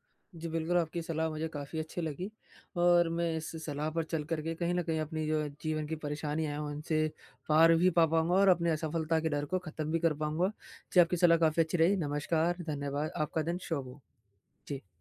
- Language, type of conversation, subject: Hindi, advice, असफलता के डर को कैसे पार किया जा सकता है?
- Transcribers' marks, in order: none